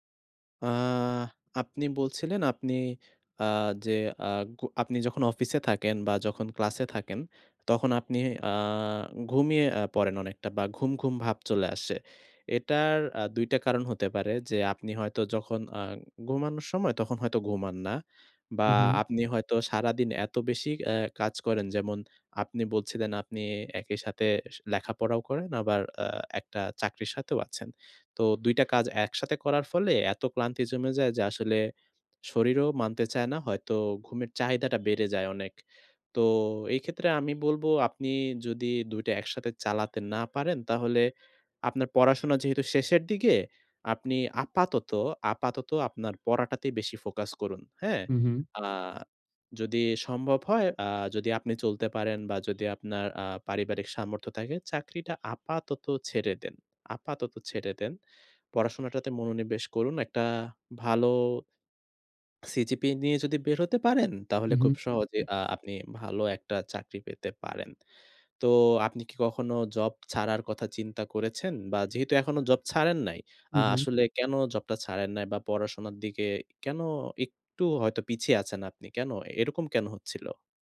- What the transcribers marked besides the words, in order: horn; other background noise; in English: "ফোকাস"
- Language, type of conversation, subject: Bengali, advice, কাজের মধ্যে মনোযোগ ধরে রাখার নতুন অভ্যাস গড়তে চাই
- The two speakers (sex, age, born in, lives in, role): male, 20-24, Bangladesh, Bangladesh, advisor; male, 20-24, Bangladesh, Bangladesh, user